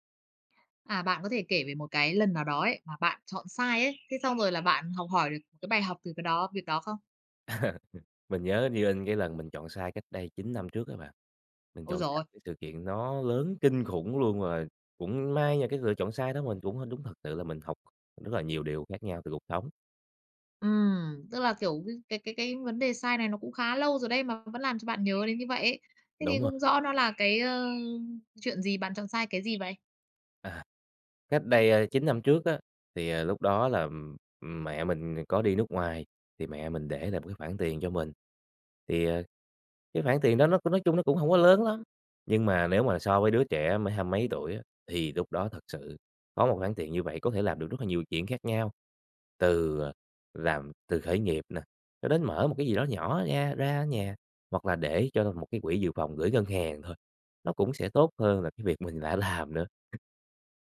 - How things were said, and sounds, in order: bird; laughing while speaking: "À"; tapping
- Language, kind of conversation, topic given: Vietnamese, podcast, Bạn có thể kể về một lần bạn đưa ra lựa chọn sai và bạn đã học được gì từ đó không?